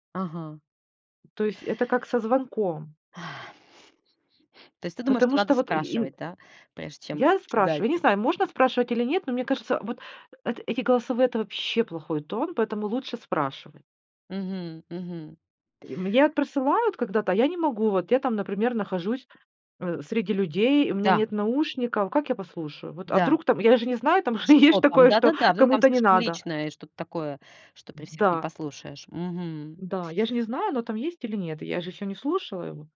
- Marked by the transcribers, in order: laughing while speaking: "ж такое"; tapping
- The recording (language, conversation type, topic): Russian, podcast, Как вы выбираете между звонком и сообщением?
- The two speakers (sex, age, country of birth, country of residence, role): female, 40-44, Russia, United States, host; female, 40-44, Ukraine, Mexico, guest